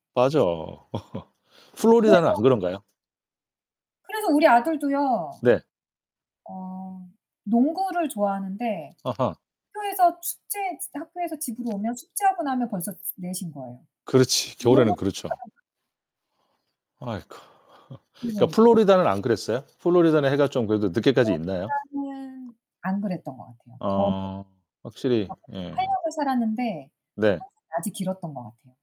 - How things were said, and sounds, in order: laugh; other background noise; distorted speech; unintelligible speech; laugh
- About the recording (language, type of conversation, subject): Korean, unstructured, 여름과 겨울 중 어떤 계절을 더 좋아하시나요?
- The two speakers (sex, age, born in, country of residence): female, 45-49, United States, United States; male, 45-49, South Korea, United States